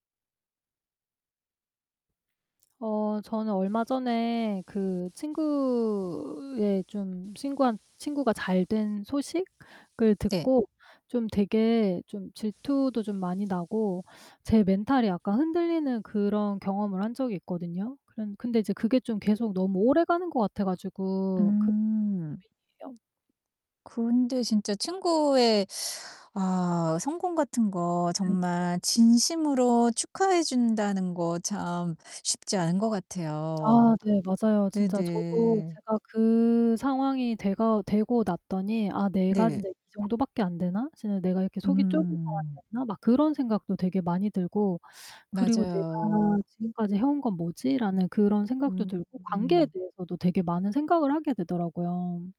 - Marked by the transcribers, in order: distorted speech; static
- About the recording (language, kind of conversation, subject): Korean, advice, 친구의 성공을 보며 질투가 나고 자존감이 흔들릴 때 어떻게 하면 좋을까요?